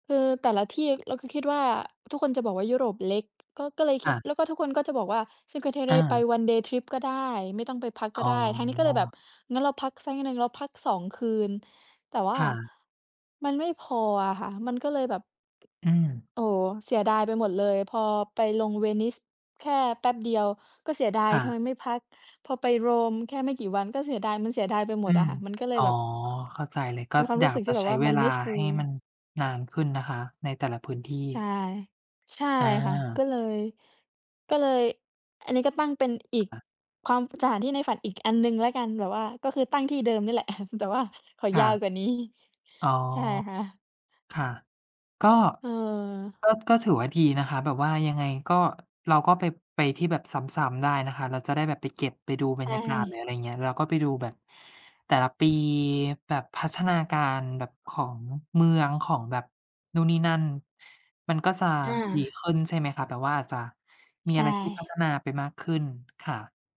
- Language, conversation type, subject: Thai, unstructured, สถานที่ใดที่คุณฝันอยากไปมากที่สุด?
- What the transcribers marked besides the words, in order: in English: "one day trip"; tapping; other background noise; chuckle